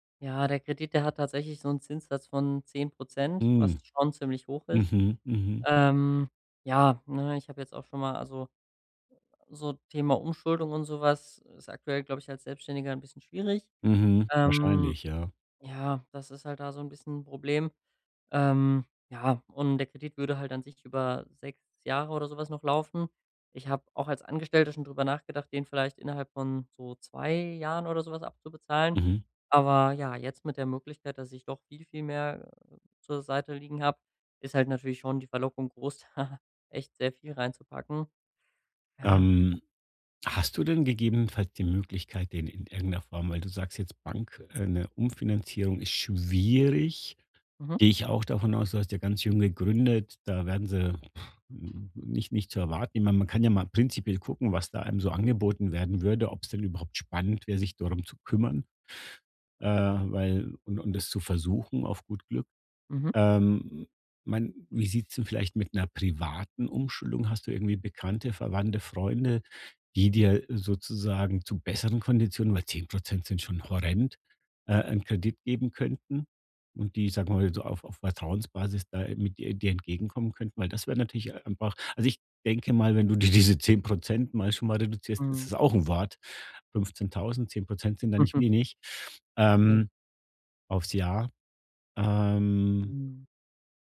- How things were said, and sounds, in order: chuckle; other background noise; drawn out: "schwierig"; stressed: "privaten"; laughing while speaking: "dir diese"; unintelligible speech
- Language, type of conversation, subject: German, advice, Wie kann ich in der frühen Gründungsphase meine Liquidität und Ausgabenplanung so steuern, dass ich das Risiko gering halte?
- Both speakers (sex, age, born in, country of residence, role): male, 25-29, Germany, Germany, user; male, 50-54, Germany, Germany, advisor